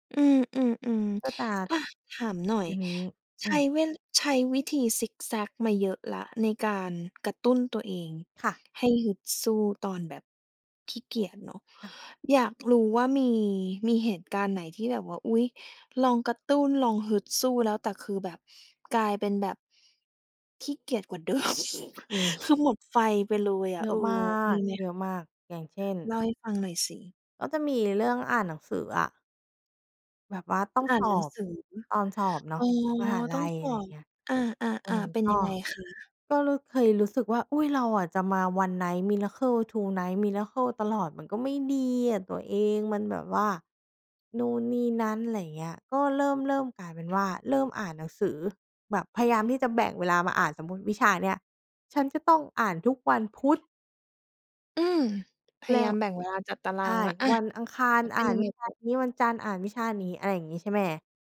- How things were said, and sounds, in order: chuckle; in English: "one night miracle two night miracle"
- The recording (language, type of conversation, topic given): Thai, podcast, จะสร้างแรงฮึดตอนขี้เกียจได้อย่างไรบ้าง?